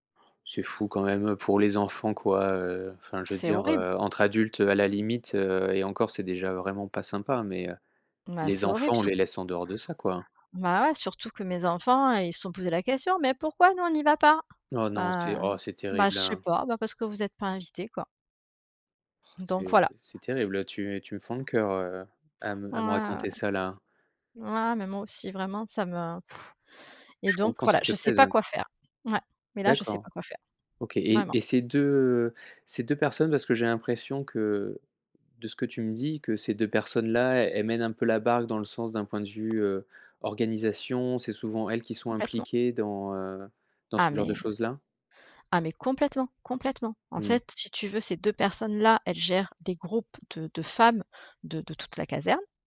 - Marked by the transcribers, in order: put-on voice: "Mais pourquoi nous on n'y va pas ?"; sad: "Ouais. Ouais mais moi aussi vraiment ça me"; blowing; tapping
- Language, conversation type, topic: French, advice, Comment te sens-tu quand tu te sens exclu(e) lors d’événements sociaux entre amis ?